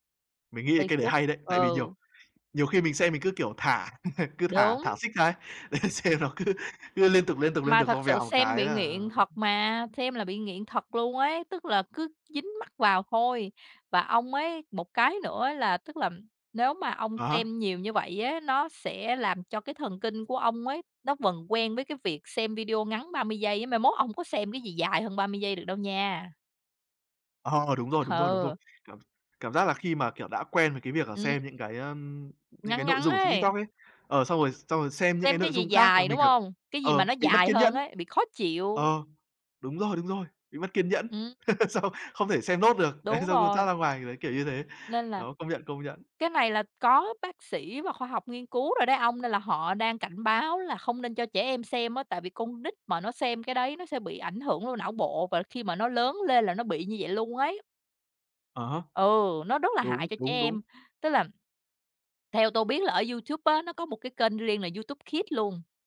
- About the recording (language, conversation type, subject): Vietnamese, unstructured, Việc sử dụng mạng xã hội quá nhiều ảnh hưởng đến sức khỏe tinh thần của bạn như thế nào?
- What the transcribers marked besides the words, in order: laugh; laughing while speaking: "để xem nó cứ"; other background noise; tapping; laughing while speaking: "Ờ"; laughing while speaking: "Ừ"; laugh; laughing while speaking: "xong"; laughing while speaking: "đấy"